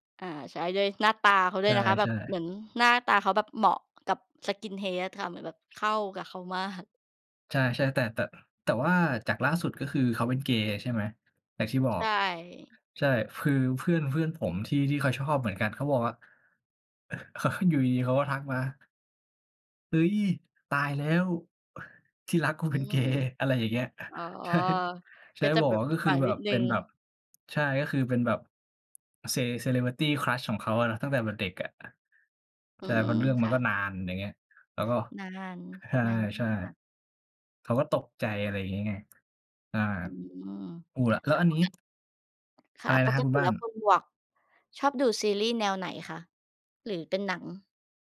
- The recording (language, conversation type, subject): Thai, unstructured, คุณชอบดูหนังหรือซีรีส์แนวไหนมากที่สุด?
- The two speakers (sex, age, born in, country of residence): female, 35-39, Thailand, Thailand; male, 25-29, Thailand, Thailand
- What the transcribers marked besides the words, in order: laughing while speaking: "มาก"; tapping; chuckle; laughing while speaking: "ใช่"; laughing while speaking: "บอกว่า"; unintelligible speech; unintelligible speech